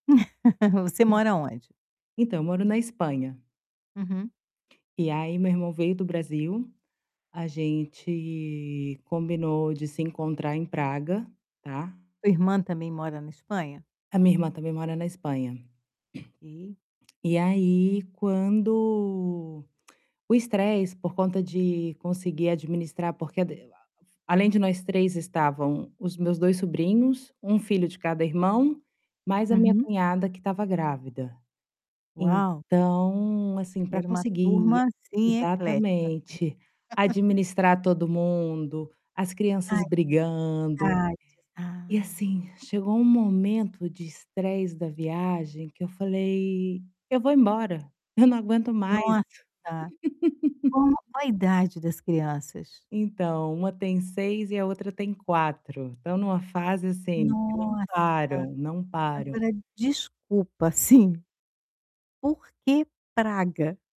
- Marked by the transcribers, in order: laugh; tapping; throat clearing; tongue click; other background noise; distorted speech; laugh; unintelligible speech; laugh
- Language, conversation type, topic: Portuguese, advice, Como lidar com o stress e a frustração ao explorar lugares novos?